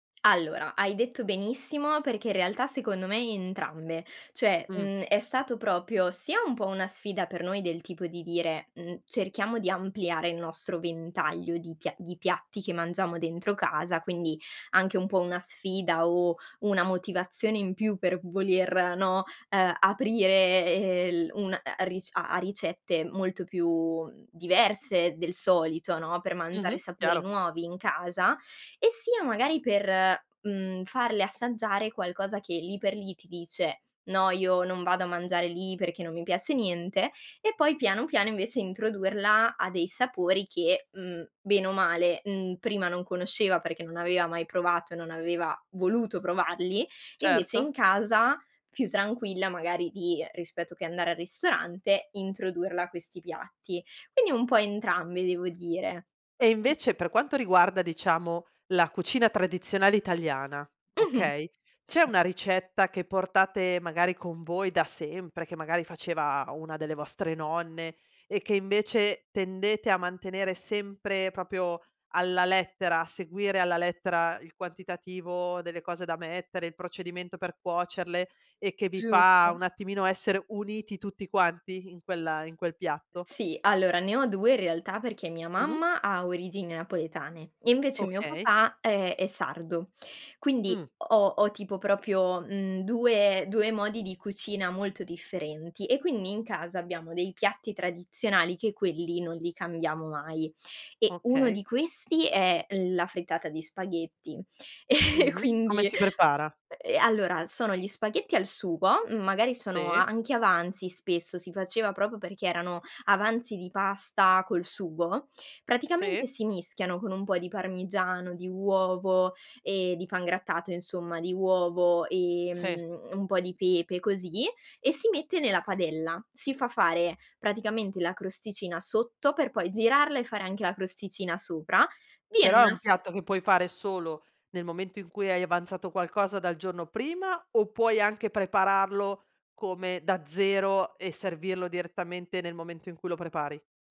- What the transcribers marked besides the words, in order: "cioè" said as "ceh"; "proprio" said as "propio"; tapping; "aveva" said as "avea"; other background noise; "proprio" said as "propio"; laughing while speaking: "e"; "proprio" said as "propio"
- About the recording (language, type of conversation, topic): Italian, podcast, Come fa la tua famiglia a mettere insieme tradizione e novità in cucina?